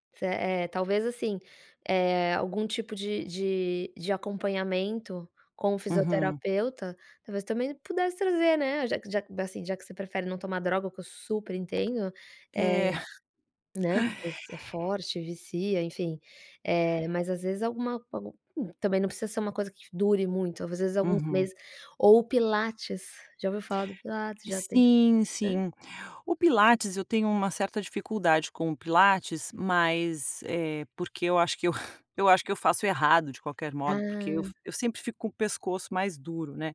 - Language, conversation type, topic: Portuguese, advice, Como posso conciliar a prática de exercícios com dor crônica ou uma condição médica?
- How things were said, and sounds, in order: tapping; chuckle; chuckle